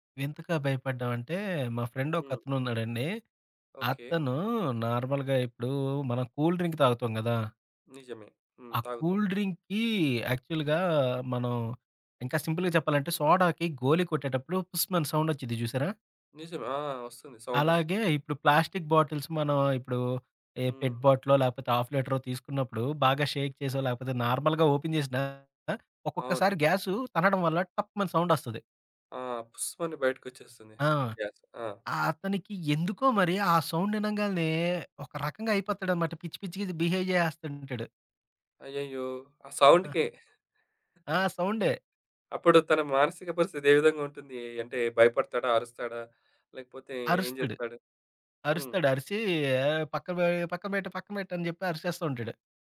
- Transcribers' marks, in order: in English: "ఫ్రెండ్"; in English: "నార్మల్‌గా"; in English: "కూల్ డ్రింక్"; tapping; in English: "కూల్ డ్రింక్‌కి యాక్చువల్‌గా"; in English: "సింపుల్‌గా"; in English: "సౌండ్"; in English: "ప్లాస్టిక్ బాటిల్స్"; in English: "పెట్"; in English: "హాఫ్"; in English: "షేక్"; in English: "నార్మల్‌గా ఓపెన్"; other background noise; in English: "గ్యాస్"; in English: "సౌండ్"; in English: "బిహేవ్"; in English: "సౌండ్‌కే"; chuckle
- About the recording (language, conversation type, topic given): Telugu, podcast, ఆలోచనలు వేగంగా పరుగెత్తుతున్నప్పుడు వాటిని ఎలా నెమ్మదింపచేయాలి?